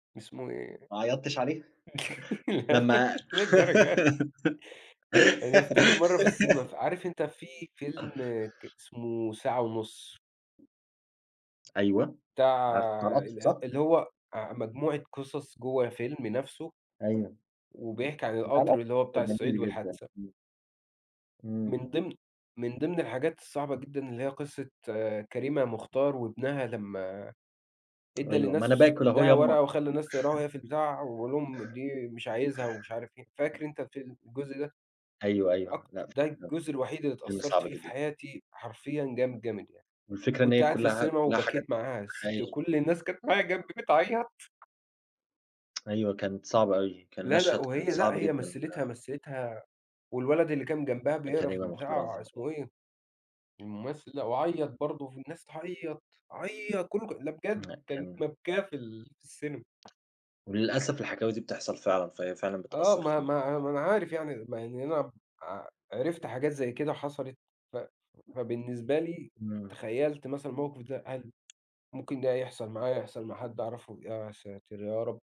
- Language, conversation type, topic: Arabic, unstructured, إزاي قصص الأفلام بتأثر على مشاعرك؟
- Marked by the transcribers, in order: laugh; laughing while speaking: "للدرجة دي!"; tapping; giggle; other background noise; chuckle; unintelligible speech; laughing while speaking: "كانت معايا جنبي بتعيّط"; tsk; unintelligible speech; stressed: "عيّط"